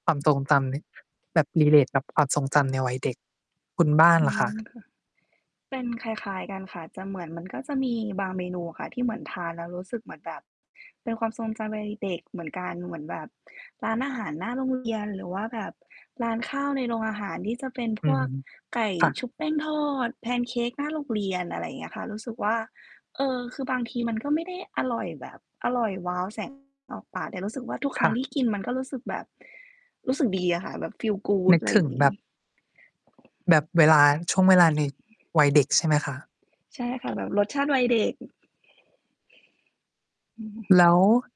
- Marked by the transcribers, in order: in English: "relate"; distorted speech; other background noise; in English: "feel good"; tapping
- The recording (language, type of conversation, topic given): Thai, unstructured, อาหารเช้าที่คุณชอบที่สุดคืออะไร?
- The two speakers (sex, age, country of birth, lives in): female, 20-24, Thailand, Thailand; other, 25-29, Thailand, Thailand